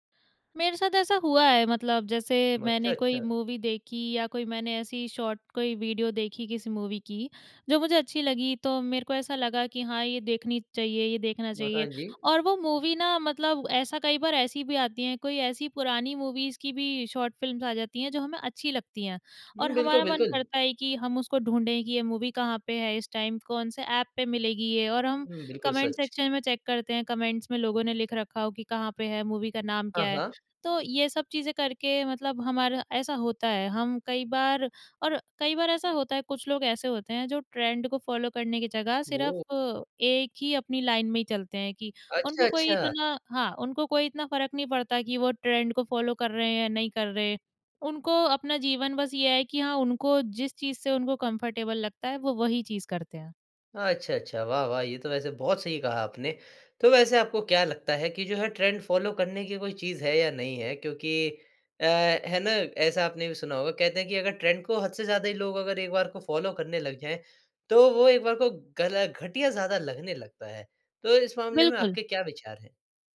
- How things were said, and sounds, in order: in English: "मूवी"; in English: "मूवी"; in English: "मूवी"; in English: "मूवीज़"; in English: "मूवी"; in English: "टाइम"; in English: "सेक्शन"; in English: "मूवी"; in English: "ट्रेंड"; in English: "फॉलो"; in English: "लाइन"; in English: "ट्रेंड"; in English: "फॉलो"; in English: "कम्फर्टेबल"; in English: "ट्रेंड फॉलो"; in English: "ट्रेंड"; in English: "फॉलो"
- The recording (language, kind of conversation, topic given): Hindi, podcast, क्या आप चलन के पीछे चलते हैं या अपनी राह चुनते हैं?